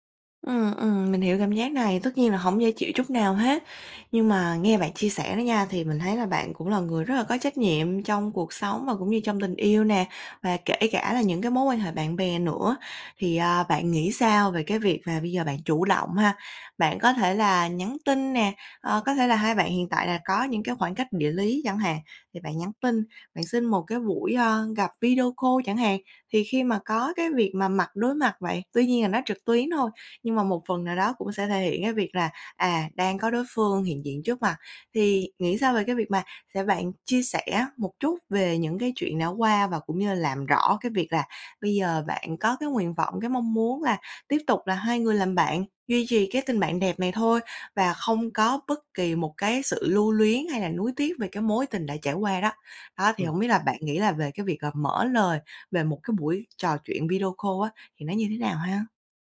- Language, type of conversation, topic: Vietnamese, advice, Làm thế nào để duy trì tình bạn với người yêu cũ khi tôi vẫn cảm thấy lo lắng?
- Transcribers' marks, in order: tapping; in English: "video call"; in English: "video call"